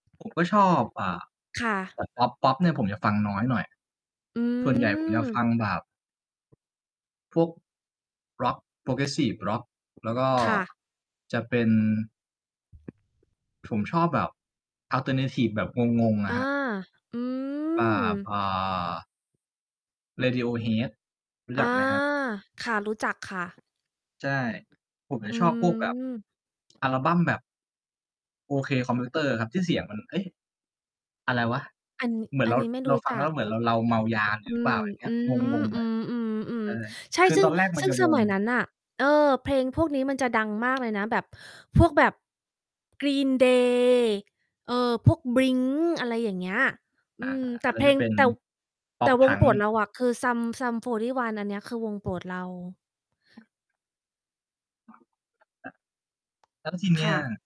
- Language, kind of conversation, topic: Thai, unstructured, คุณมีวิธีเลือกเพลงที่จะฟังในแต่ละวันอย่างไร?
- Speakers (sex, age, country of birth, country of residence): female, 35-39, Thailand, United States; male, 25-29, Thailand, Thailand
- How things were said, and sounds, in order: other background noise; distorted speech; mechanical hum; tapping; wind